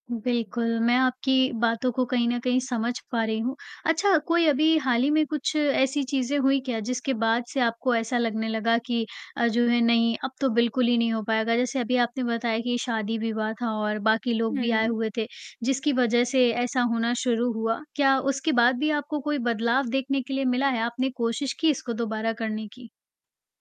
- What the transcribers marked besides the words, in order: static; tapping
- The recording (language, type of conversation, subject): Hindi, advice, जब उत्साह घट जाए, तो मैं लंबे समय तक खुद को प्रेरित कैसे रखूँ?